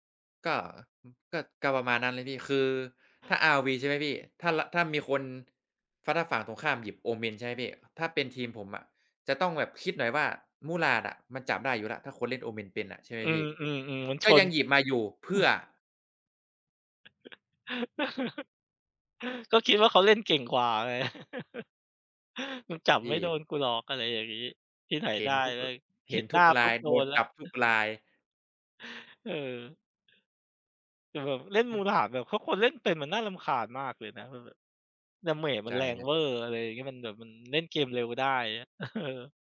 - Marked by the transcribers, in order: chuckle; chuckle; other noise; in English: "damage"; laughing while speaking: "เออ"
- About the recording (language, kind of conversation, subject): Thai, unstructured, เวลาว่างคุณชอบทำอะไรเพื่อให้ตัวเองมีความสุข?